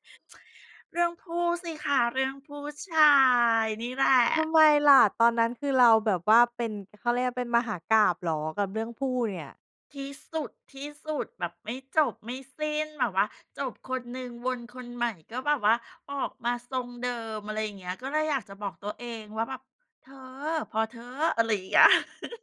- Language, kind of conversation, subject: Thai, podcast, ถ้าคุณกลับเวลาได้ คุณอยากบอกอะไรกับตัวเองในตอนนั้น?
- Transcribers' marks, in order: tsk; stressed: "ชาย"; chuckle